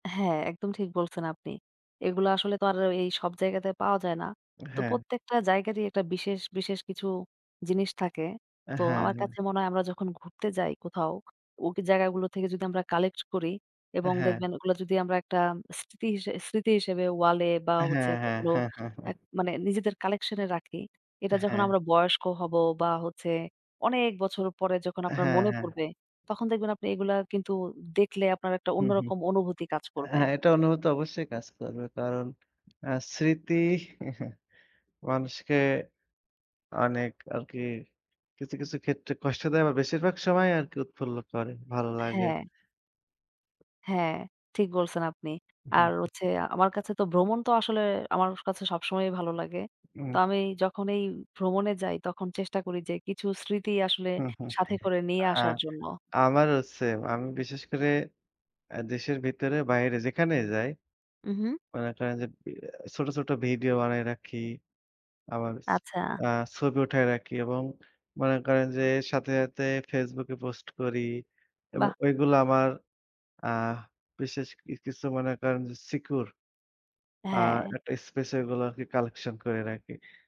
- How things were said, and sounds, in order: tapping; "ওই" said as "ওকি"; chuckle; in English: "কালেকশন"; "অনুভূতি" said as "অনবুত"; scoff; chuckle; chuckle; other background noise; in English: "সিকিউর"; in English: "কালেকশন"
- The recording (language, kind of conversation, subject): Bengali, unstructured, আপনি ভ্রমণে গেলে সময়টা সবচেয়ে ভালোভাবে কীভাবে কাটান?